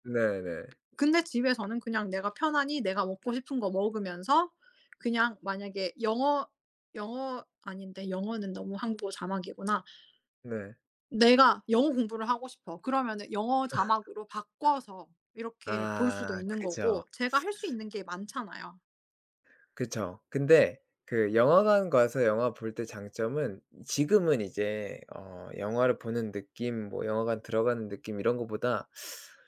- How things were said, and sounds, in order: tapping; laugh; other background noise
- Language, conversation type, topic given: Korean, unstructured, 영화를 영화관에서 보는 것과 집에서 보는 것 중 어느 쪽이 더 좋으신가요?
- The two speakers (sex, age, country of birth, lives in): female, 30-34, South Korea, Spain; male, 30-34, South Korea, South Korea